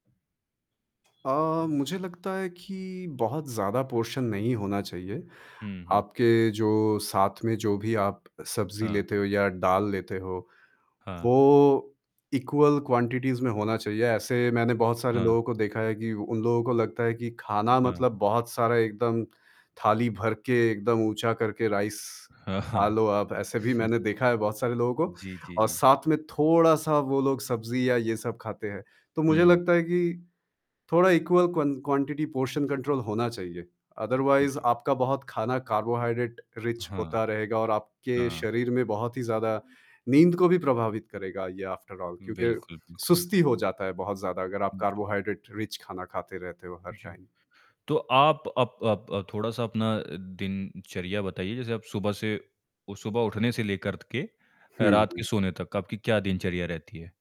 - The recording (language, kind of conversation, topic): Hindi, podcast, अच्छी नींद पाने के लिए आपकी दिनचर्या क्या है?
- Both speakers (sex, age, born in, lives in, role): male, 25-29, India, India, guest; male, 25-29, India, India, host
- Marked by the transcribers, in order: other background noise; in English: "पोर्शन"; static; in English: "इक्वल क्वांटिटीज़"; in English: "राइस"; laughing while speaking: "हाँ, हाँ"; chuckle; tapping; in English: "इक्वल क्वं क्वांटिटी पोर्शन कंट्रोल"; in English: "अदरवाइज़"; in English: "कार्बोहाइड्रेट रिच"; distorted speech; in English: "आफ्टर ऑल"; in English: "कार्बोहाइड्रेट रिच"; in English: "टाइम"